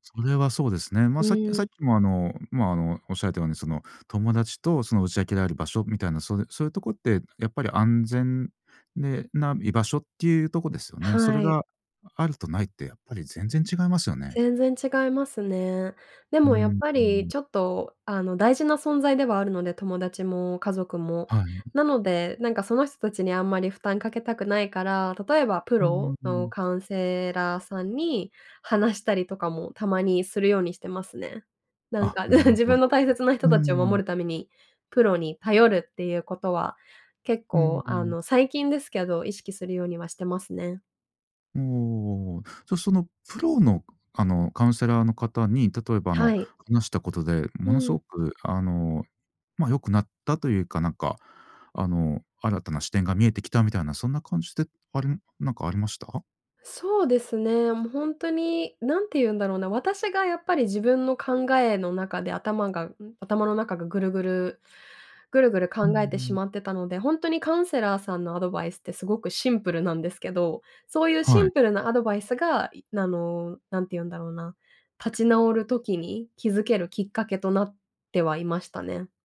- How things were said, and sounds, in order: laughing while speaking: "なんか、うん"; tapping
- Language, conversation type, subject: Japanese, podcast, 挫折から立ち直るとき、何をしましたか？